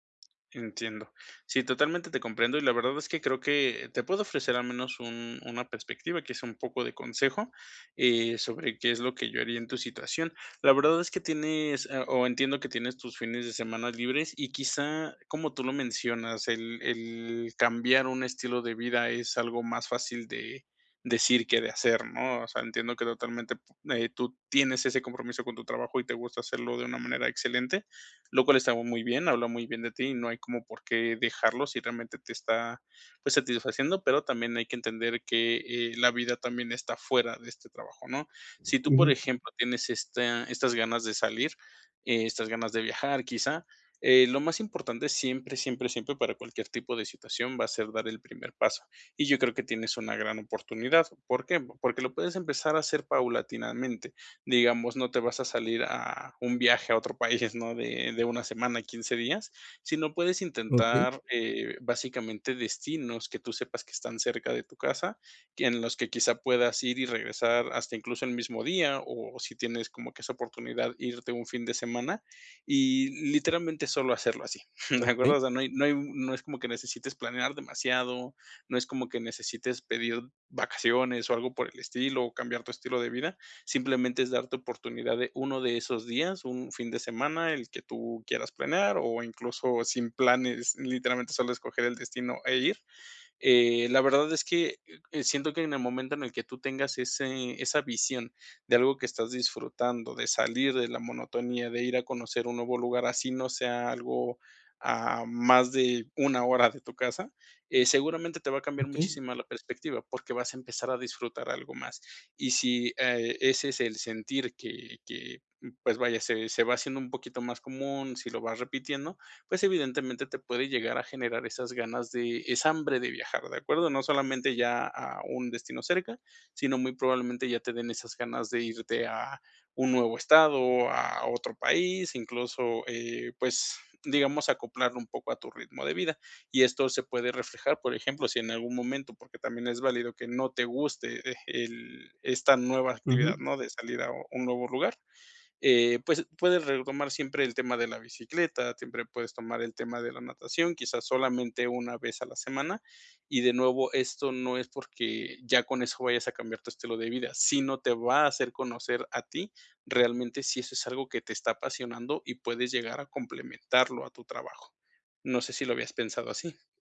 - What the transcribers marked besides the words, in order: other background noise; chuckle; chuckle
- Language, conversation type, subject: Spanish, advice, ¿Cómo puedo encontrar un propósito fuera de mi trabajo?